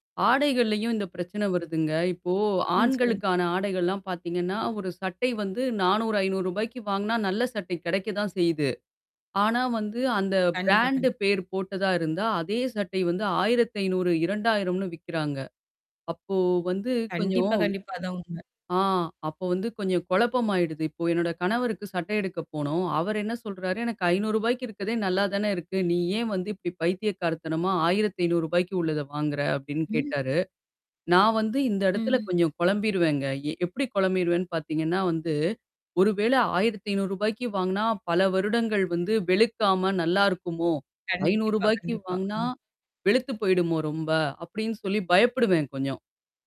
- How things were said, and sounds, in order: mechanical hum
- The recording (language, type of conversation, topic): Tamil, podcast, ஒரு பொருள் வாங்கும்போது அது உங்களை உண்மையாக பிரதிபலிக்கிறதா என்பதை நீங்கள் எப்படி முடிவெடுக்கிறீர்கள்?